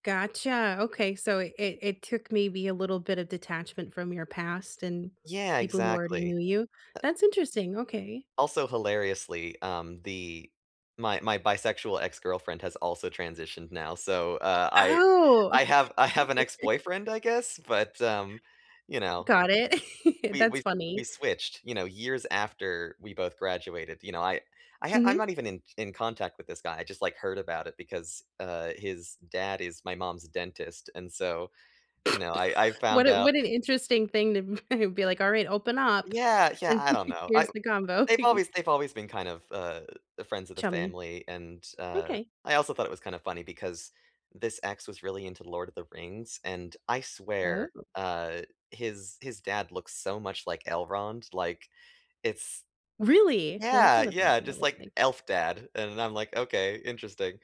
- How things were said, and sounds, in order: other background noise; tapping; giggle; chuckle; chuckle; chuckle; giggle
- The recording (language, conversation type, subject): English, unstructured, How do you think identity changes over time?